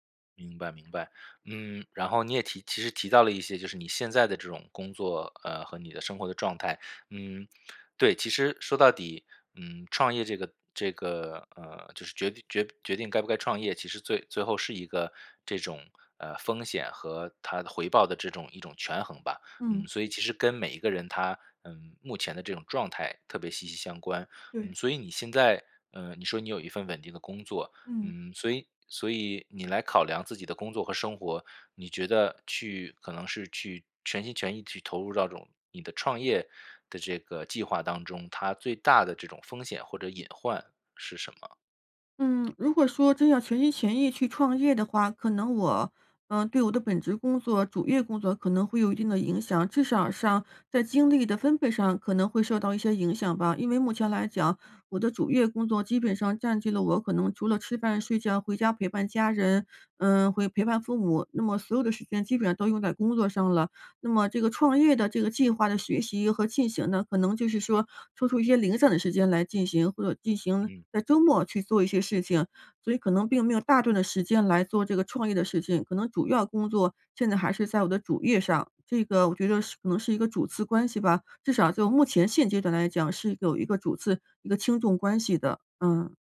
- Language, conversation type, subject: Chinese, advice, 我该在什么时候做重大改变，并如何在风险与稳定之间取得平衡？
- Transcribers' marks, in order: none